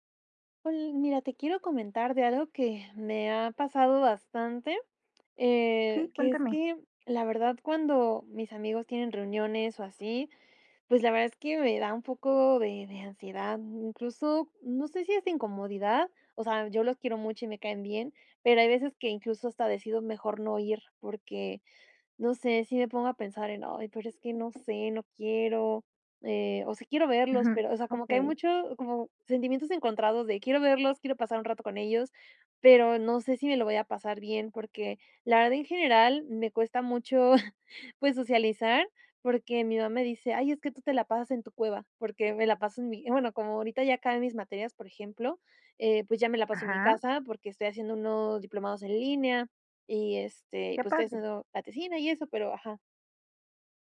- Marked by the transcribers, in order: none
- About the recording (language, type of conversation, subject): Spanish, advice, ¿Cómo puedo manejar la ansiedad en celebraciones con amigos sin aislarme?